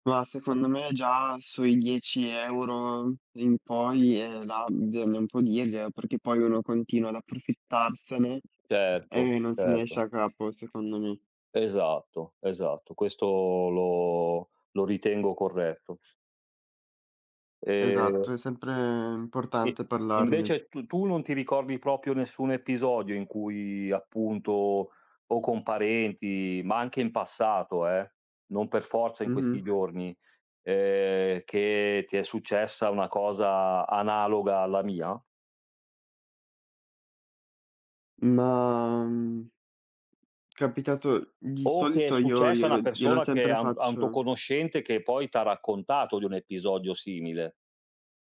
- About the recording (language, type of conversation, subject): Italian, unstructured, Hai mai litigato per soldi con un amico o un familiare?
- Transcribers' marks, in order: other background noise; tapping; "proprio" said as "propio"